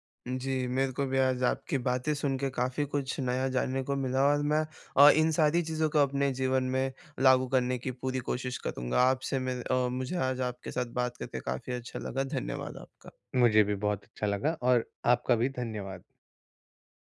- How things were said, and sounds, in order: none
- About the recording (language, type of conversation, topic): Hindi, advice, क्या अब मेरे लिए अपने करियर में बड़ा बदलाव करने का सही समय है?